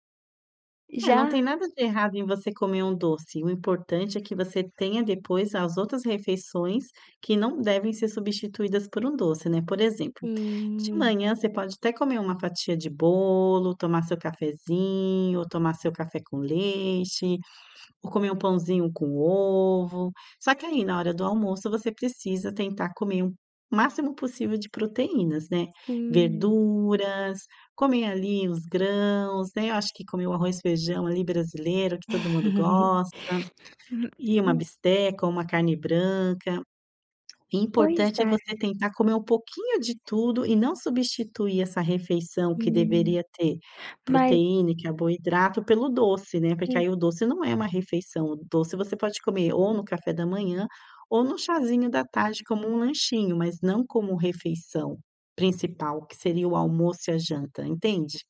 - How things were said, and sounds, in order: laugh; other noise
- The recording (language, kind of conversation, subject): Portuguese, advice, Como é que você costuma comer quando está estressado(a) ou triste?